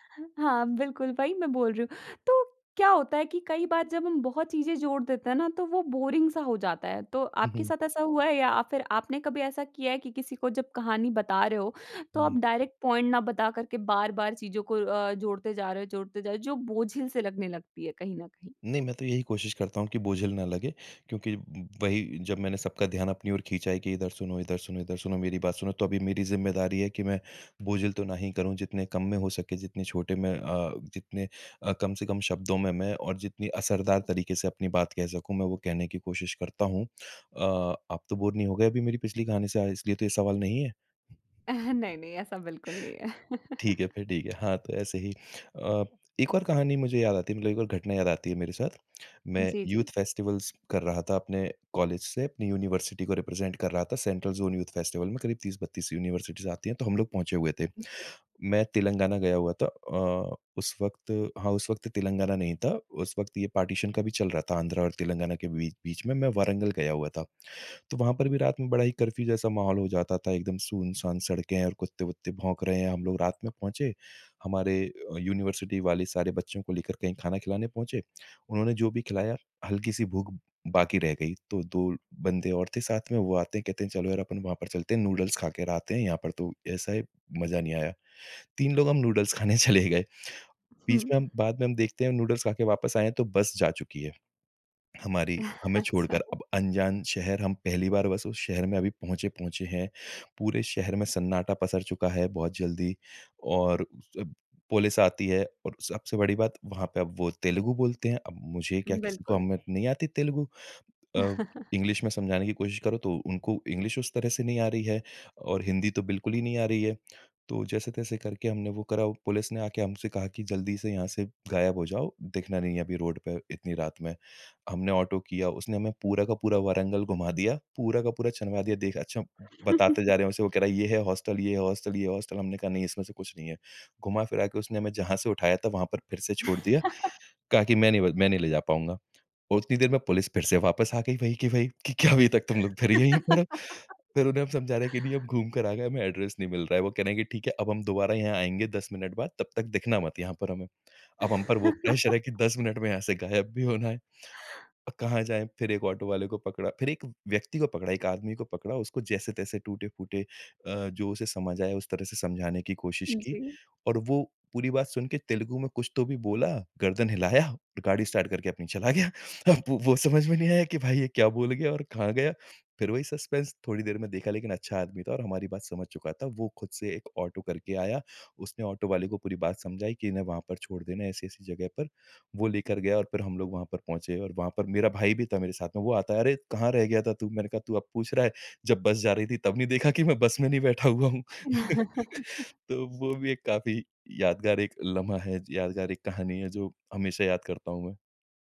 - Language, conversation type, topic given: Hindi, podcast, यादगार घटना सुनाने की शुरुआत आप कैसे करते हैं?
- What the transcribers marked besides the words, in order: in English: "बोरिंग"; in English: "डायरेक्ट पॉइंट"; chuckle; tapping; chuckle; in English: "रिप्रेज़ेंट"; in English: "यूनिवर्सिटीज़"; in English: "पार्टिशन"; laughing while speaking: "चले गए"; chuckle; in English: "इंग्लिश"; in English: "इंग्लिश"; chuckle; in English: "हॉस्टल"; in English: "हॉस्टल"; in English: "हॉस्टल?"; chuckle; laugh; laughing while speaking: "कि क्या अभी तक तुम लोग फिर यहीं पर हो?"; laugh; in English: "एड्रेस"; laugh; in English: "प्रेशर"; in English: "स्टार्ट"; laughing while speaking: "अपनी चला गया। अब वो … और कहाँ गया"; in English: "सस्पेंस"; laugh; laughing while speaking: "हुआ हूँ?"; laugh